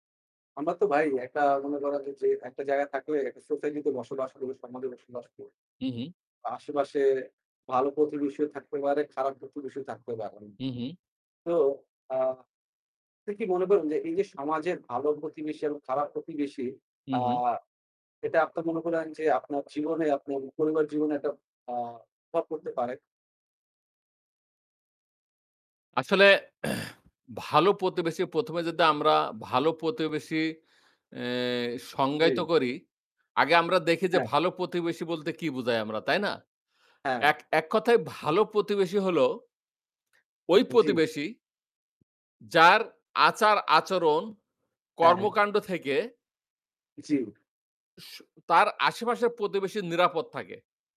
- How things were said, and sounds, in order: static; throat clearing
- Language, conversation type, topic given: Bengali, unstructured, আপনার মতে, ভালো প্রতিবেশী হওয়ার মানে কী?